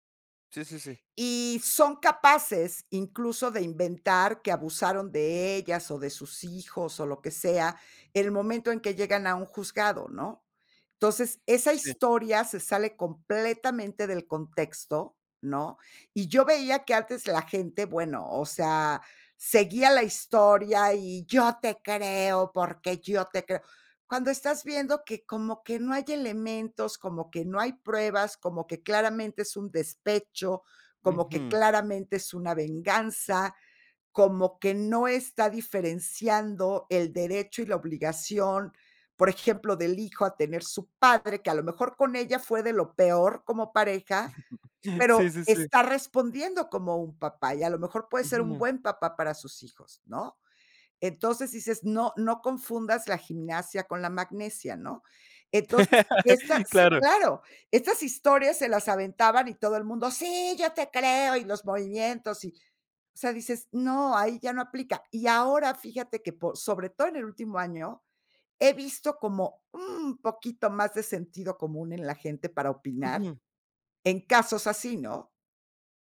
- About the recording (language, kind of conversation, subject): Spanish, podcast, ¿Por qué crees que ciertas historias conectan con la gente?
- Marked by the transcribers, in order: put-on voice: "y yo te creo, porque yo te creo"; chuckle; laugh; put-on voice: "sí, yo te creo, y los movimientos, y"; stressed: "un"